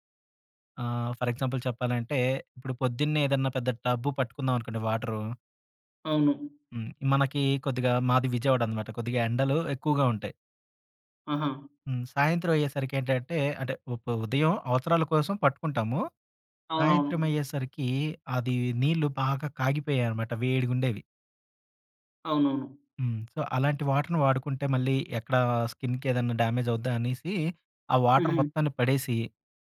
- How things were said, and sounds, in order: in English: "ఫర్ ఎగ్జాంపుల్"; in English: "సొ"; in English: "వాటర్‌ని"; in English: "వాటర్"
- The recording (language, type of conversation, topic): Telugu, podcast, ఇంట్లో నీటిని ఆదా చేసి వాడడానికి ఏ చిట్కాలు పాటించాలి?
- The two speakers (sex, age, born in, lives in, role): male, 20-24, India, India, host; male, 30-34, India, India, guest